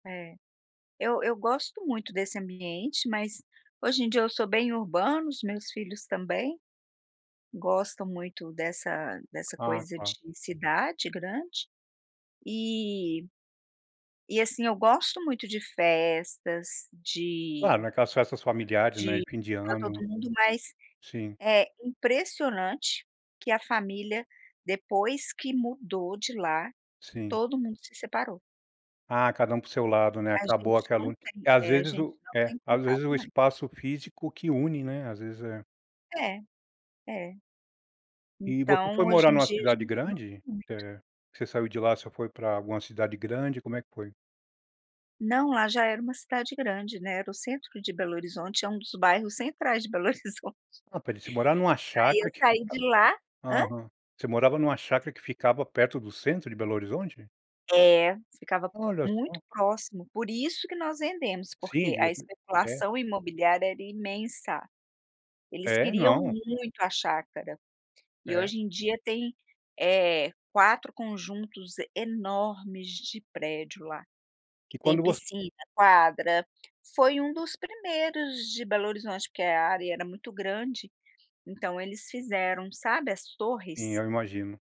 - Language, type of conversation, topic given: Portuguese, podcast, Que lembranças seus avós sempre contam sobre a família?
- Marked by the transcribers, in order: unintelligible speech; laughing while speaking: "de Belo Horizonte"; unintelligible speech